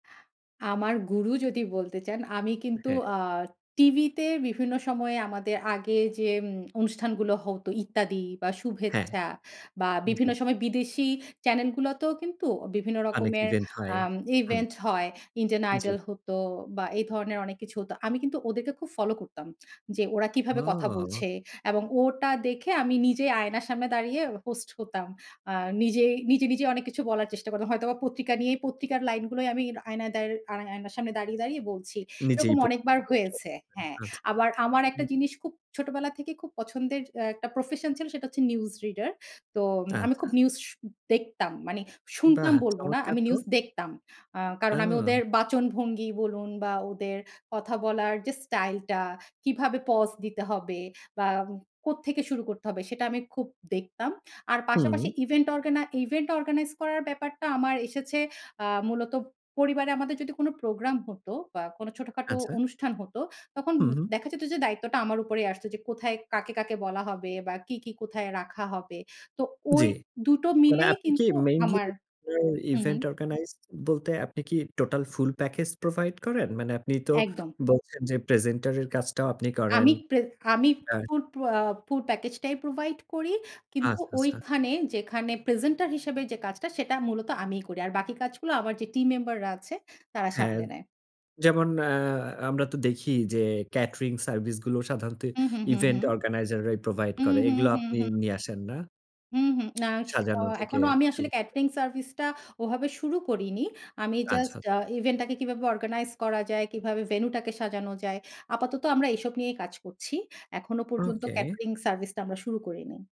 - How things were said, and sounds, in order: none
- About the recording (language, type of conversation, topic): Bengali, podcast, আপনার কর্মজীবন কীভাবে শুরু হয়েছিল?